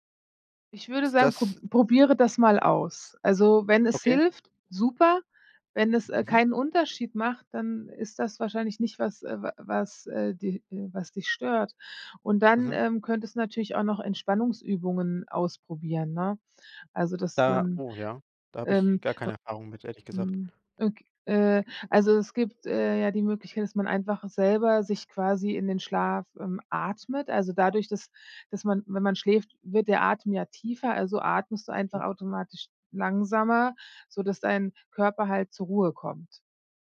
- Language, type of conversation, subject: German, advice, Warum kann ich trotz Müdigkeit nicht einschlafen?
- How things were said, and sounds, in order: tapping; other background noise